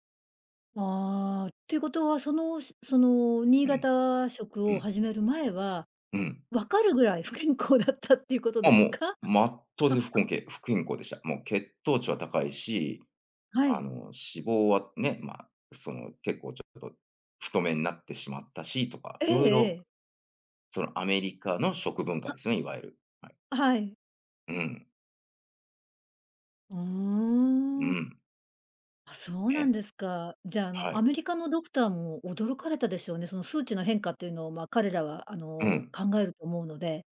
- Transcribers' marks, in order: laughing while speaking: "不健康だったっていうことですか？"; laugh
- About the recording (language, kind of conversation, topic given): Japanese, podcast, 食文化に関して、特に印象に残っている体験は何ですか?